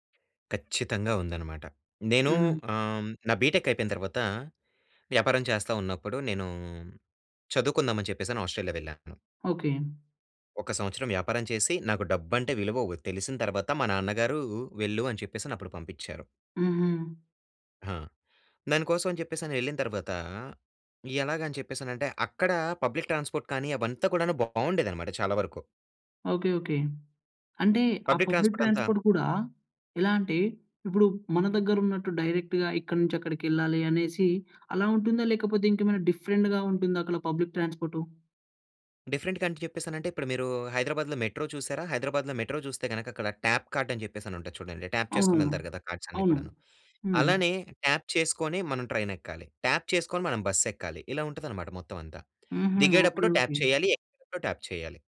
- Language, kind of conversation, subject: Telugu, podcast, విదేశీ నగరంలో భాష తెలియకుండా తప్పిపోయిన అనుభవం ఏంటి?
- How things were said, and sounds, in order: in English: "బిటెక్"; in English: "పబ్లిక్ ట్రాన్స్‌పోర్ట్"; in English: "పబ్లిక్ ట్రాన్స్‌పోర్ట్"; in English: "పబ్లిక్ ట్రాన్స్‌పోర్ట్"; in English: "డైరెక్ట్‌గా"; in English: "డిఫరెంట్‌గా"; in English: "పబ్లిక్"; in English: "డిఫరెంట్ కంట్రి"; in English: "మెట్రో"; in English: "మెట్రో"; in English: "ట్యాప్"; in English: "ట్యాప్"; in English: "ట్యాప్"; in English: "ట్యాప్"; other noise; in English: "ట్యాప్"; in English: "ట్యాప్"